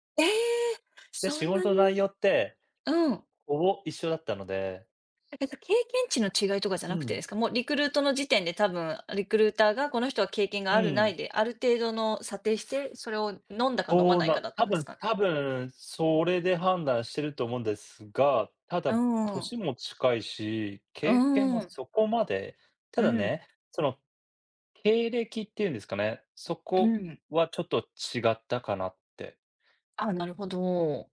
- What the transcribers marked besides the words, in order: other background noise; tapping
- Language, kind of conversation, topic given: Japanese, unstructured, 給料がなかなか上がらないことに不満を感じますか？